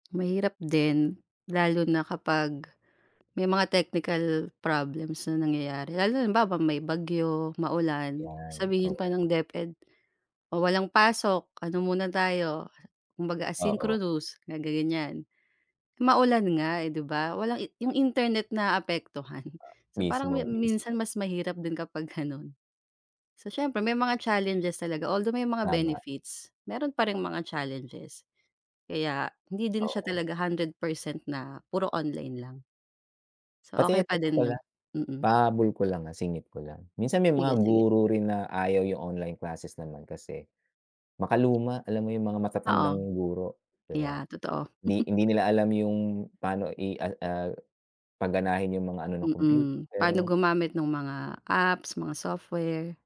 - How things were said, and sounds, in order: chuckle
- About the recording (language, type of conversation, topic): Filipino, unstructured, Paano mo ipapaliwanag sa mga magulang ang kahalagahan ng pag-aaral sa internet, at ano ang masasabi mo sa takot ng iba sa paggamit ng teknolohiya sa paaralan?